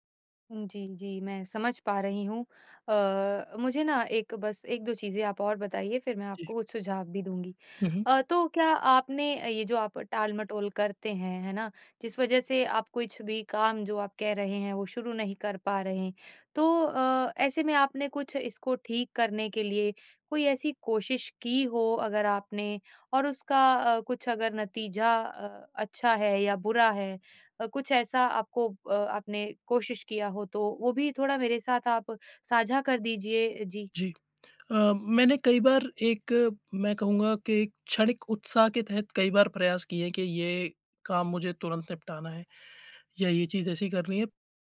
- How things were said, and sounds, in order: none
- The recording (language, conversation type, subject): Hindi, advice, लगातार टालमटोल करके काम शुरू न कर पाना